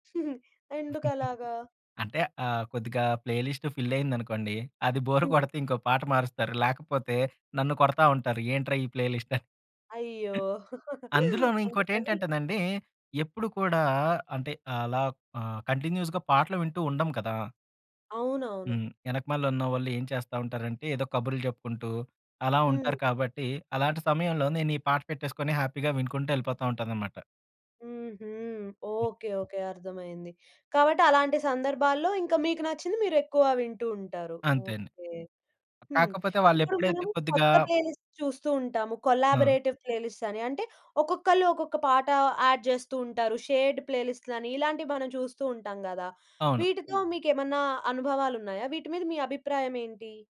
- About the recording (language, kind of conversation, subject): Telugu, podcast, రోడ్ ట్రిప్ కోసం పాటల జాబితాను ఎలా సిద్ధం చేస్తారు?
- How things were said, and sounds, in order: chuckle; in English: "ప్లే లిస్ట్ ఫిల్"; in English: "బోర్"; in English: "ప్లే లిస్ట్"; laugh; other noise; in English: "కంటిన్యూస్‌గా"; in English: "హ్యాపీగా"; tapping; in English: "ప్లేలిస్ట్"; in English: "కొలాబరేటివ్ ప్లేలిస్ట్"; in English: "యాడ్"; in English: "షేర్డ్"